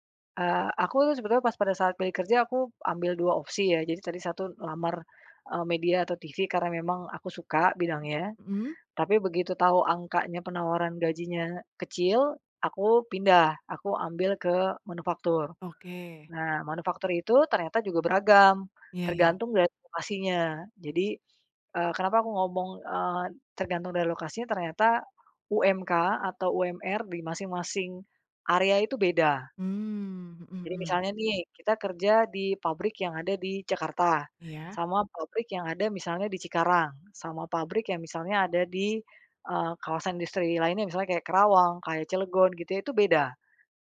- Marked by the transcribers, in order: other background noise
- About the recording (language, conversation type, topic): Indonesian, podcast, Bagaimana kamu memilih antara gaji tinggi dan pekerjaan yang kamu sukai?